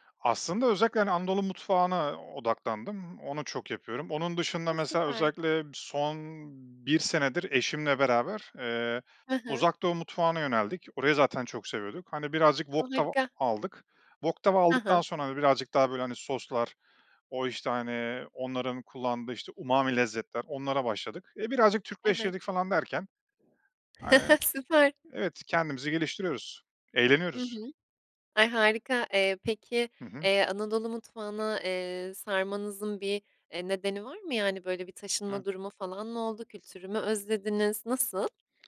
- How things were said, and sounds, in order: in English: "wok"; in English: "Wok"; in Japanese: "umami"; chuckle; tapping
- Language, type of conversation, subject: Turkish, podcast, Yemek yapmayı hobi hâline getirmek isteyenlere ne önerirsiniz?